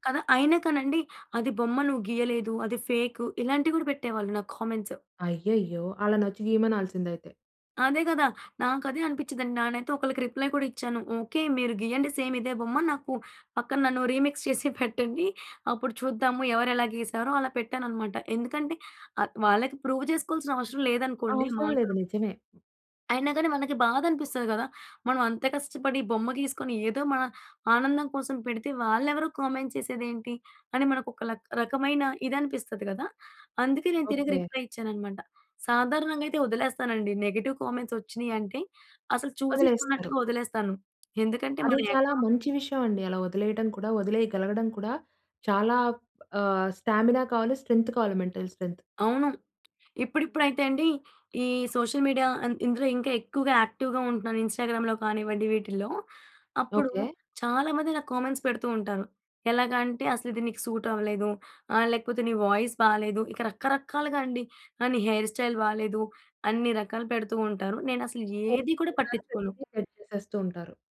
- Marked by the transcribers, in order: in English: "కామెంట్స్"; in English: "రిప్లై"; in English: "సేమ్"; in English: "రీమిక్స్"; giggle; in English: "ప్రూవ్"; in English: "కామెంట్స్"; in English: "రిప్లై"; in English: "నెగెటివ్ కామెంట్స్"; in English: "అకౌంట్"; in English: "స్టామినా"; in English: "స్ట్రెంత్"; in English: "మెంటల్ స్ట్రెంత్"; tapping; in English: "సోషల్ మీడియా"; in English: "యాక్టివ్‍గా"; in English: "ఇన్స్టాగ్రామ్‍లో"; in English: "కామెంట్స్"; in English: "సూట్"; in English: "వాయిస్"; in English: "హెయిర్ స్టైల్"; stressed: "ఏది"; unintelligible speech; in English: "షేర్"
- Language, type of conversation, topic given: Telugu, podcast, పబ్లిక్ లేదా ప్రైవేట్ ఖాతా ఎంచుకునే నిర్ణయాన్ని మీరు ఎలా తీసుకుంటారు?